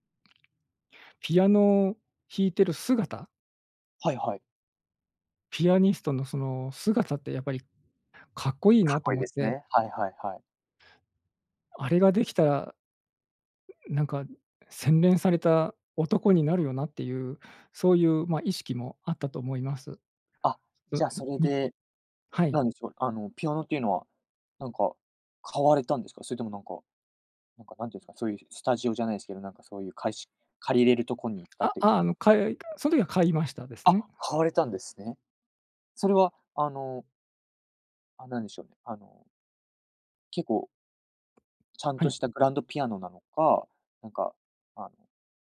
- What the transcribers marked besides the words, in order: other noise
- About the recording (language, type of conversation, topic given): Japanese, podcast, 音楽と出会ったきっかけは何ですか？
- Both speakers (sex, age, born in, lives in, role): male, 20-24, United States, Japan, host; male, 45-49, Japan, Japan, guest